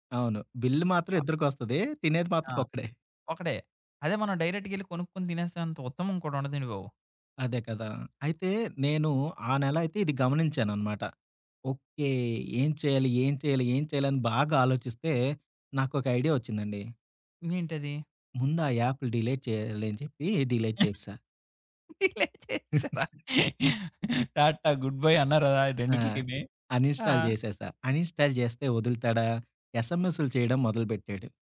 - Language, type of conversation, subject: Telugu, podcast, పేపర్లు, బిల్లులు, రశీదులను మీరు ఎలా క్రమబద్ధం చేస్తారు?
- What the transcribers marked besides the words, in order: in English: "డిలేట్"; in English: "డిలేట్"; laughing while speaking: "ఈలే చేసారా టా టా గుడ్ బాయ్ అన్నారదా రెండిట్లకిని? ఆ!"; in English: "టా టా గుడ్ బాయ్"; giggle; in English: "అన్ ఇన్స్టాల్"; in English: "అన్ ఇన్స్టాల్"